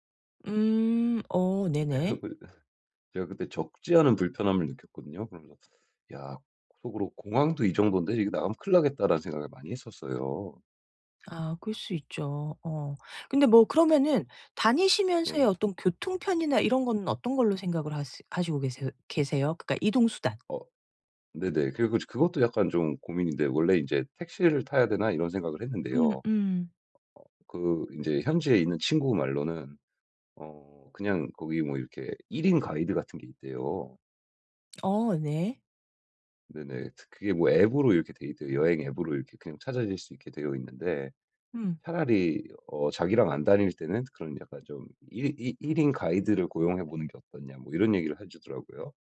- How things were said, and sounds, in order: tapping; laughing while speaking: "그래 갖고"; other background noise
- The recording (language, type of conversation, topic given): Korean, advice, 여행 중 언어 장벽을 어떻게 극복해 더 잘 의사소통할 수 있을까요?